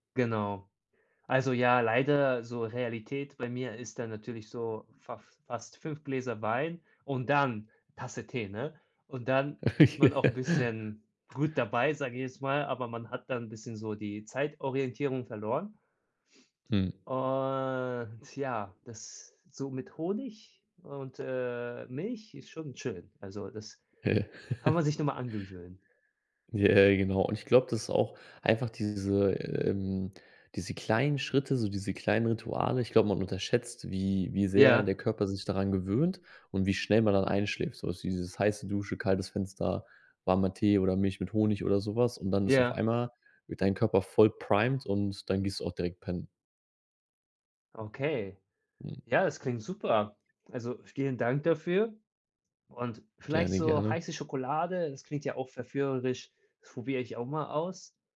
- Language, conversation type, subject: German, advice, Warum gehst du abends nicht regelmäßig früher schlafen?
- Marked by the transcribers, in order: other background noise; laugh; drawn out: "Und"; laugh; in English: "primed"